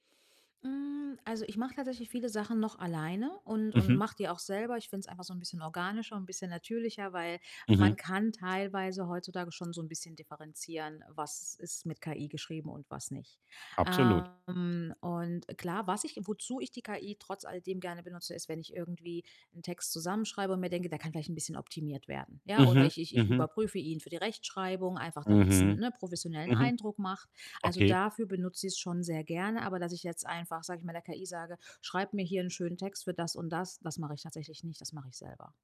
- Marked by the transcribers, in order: other background noise; distorted speech
- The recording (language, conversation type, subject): German, podcast, Wie arbeitest du E-Mails schnell und ordentlich ab?